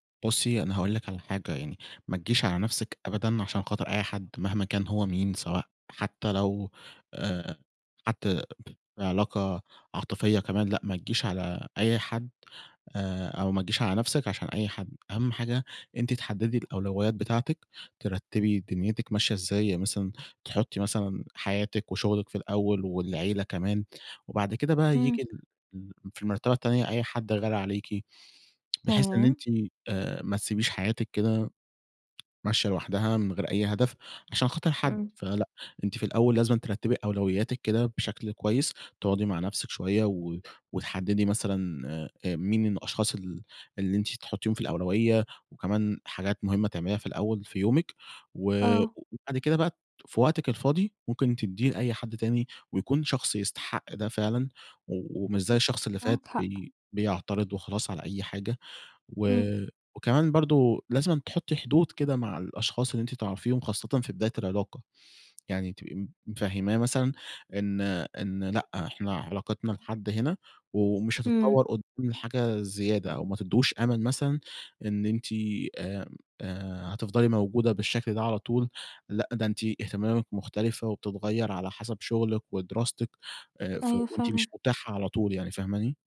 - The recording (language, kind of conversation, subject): Arabic, advice, إزاي بتحس لما صحابك والشغل بيتوقعوا إنك تكون متاح دايمًا؟
- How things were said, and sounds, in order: other noise; tapping; other background noise